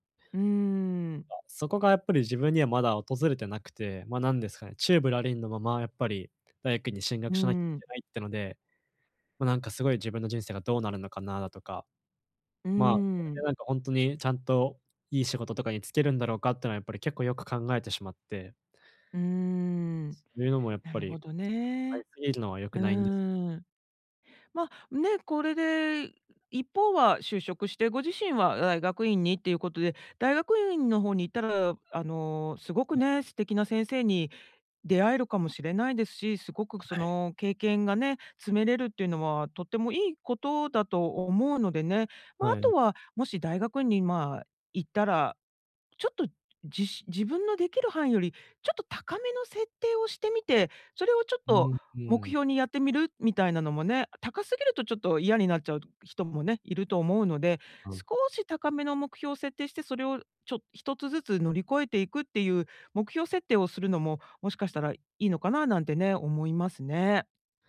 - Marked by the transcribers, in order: none
- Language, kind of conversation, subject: Japanese, advice, 他人と比べても自己価値を見失わないためには、どうすればよいですか？